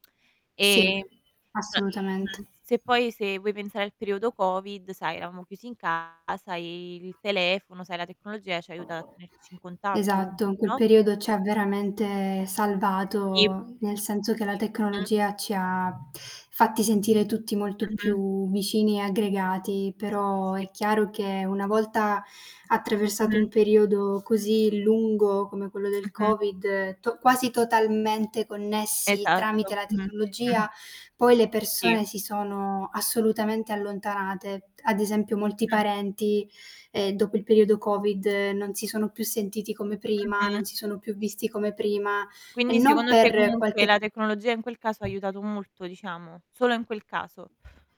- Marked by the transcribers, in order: other background noise; distorted speech; chuckle; background speech
- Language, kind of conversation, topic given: Italian, unstructured, Come pensi che la tecnologia stia cambiando il modo in cui comunichiamo?
- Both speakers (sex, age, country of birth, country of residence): female, 20-24, Italy, Italy; female, 25-29, Italy, Italy